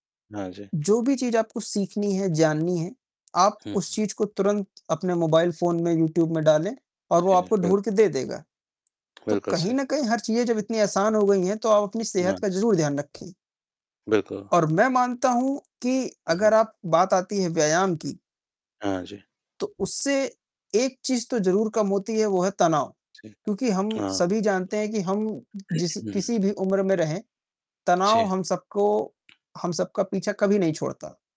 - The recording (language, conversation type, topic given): Hindi, unstructured, व्यायाम करने से आपका मूड कैसे बदलता है?
- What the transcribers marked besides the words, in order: distorted speech; tapping